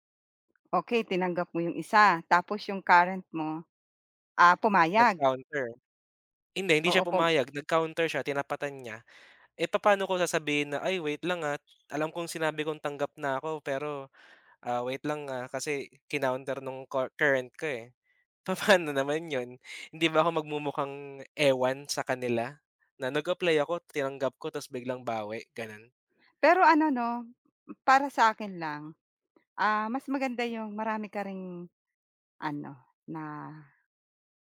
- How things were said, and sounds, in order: other background noise; tapping
- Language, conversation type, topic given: Filipino, advice, Bakit ka nag-aalala kung tatanggapin mo ang kontra-alok ng iyong employer?